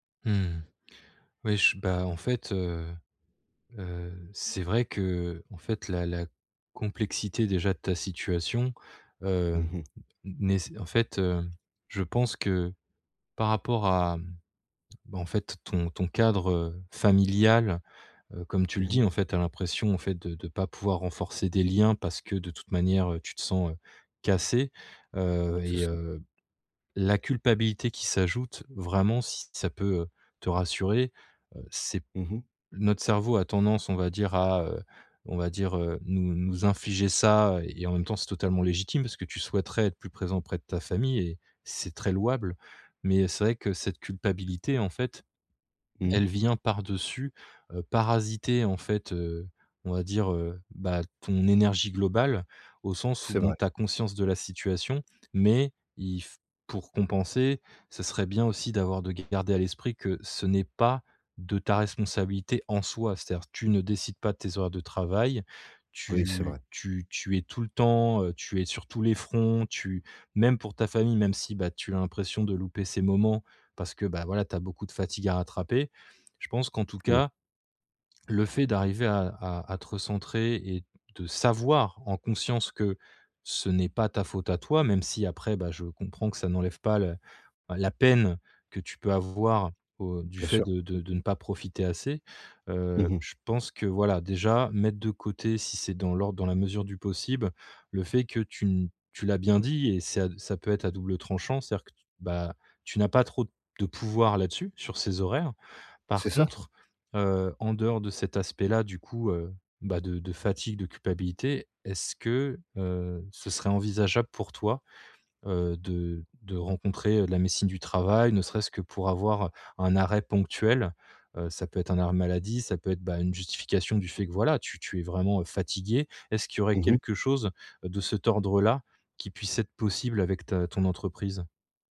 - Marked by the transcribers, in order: tapping; stressed: "mais"; stressed: "pas"; stressed: "savoir"; stressed: "peine"
- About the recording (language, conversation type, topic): French, advice, Comment gérer la culpabilité liée au déséquilibre entre vie professionnelle et vie personnelle ?